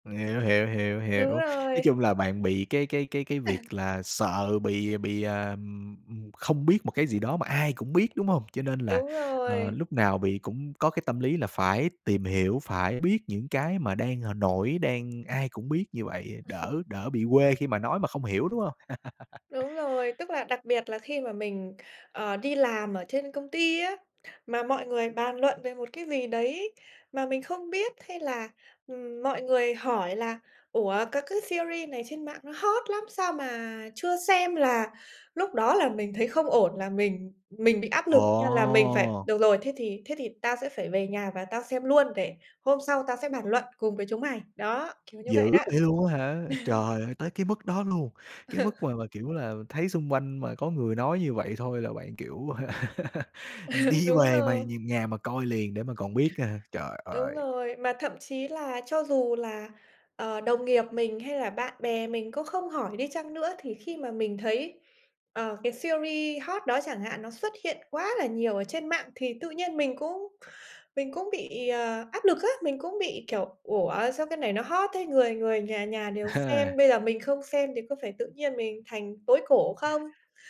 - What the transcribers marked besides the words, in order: chuckle; tapping; chuckle; laugh; in English: "series"; other background noise; laugh; laugh; in English: "series"
- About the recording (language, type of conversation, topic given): Vietnamese, podcast, Bạn có cảm thấy áp lực phải theo kịp các bộ phim dài tập đang “hot” không?